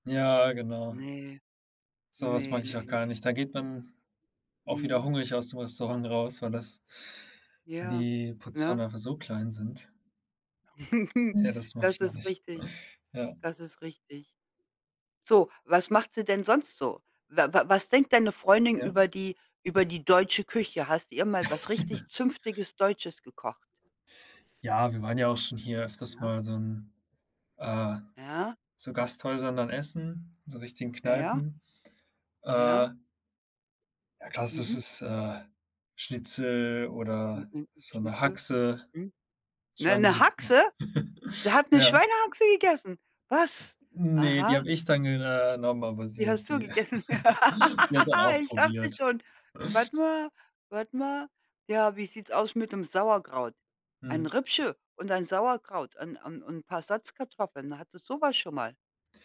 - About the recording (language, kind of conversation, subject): German, unstructured, Was macht ein Gericht für dich besonders lecker?
- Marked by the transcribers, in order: chuckle; chuckle; other background noise; tapping; giggle; unintelligible speech; surprised: "Sie hat 'ne Schweinehaxe gegessen. Was?"; chuckle; chuckle; laugh; "Rippchen" said as "Ribbsche"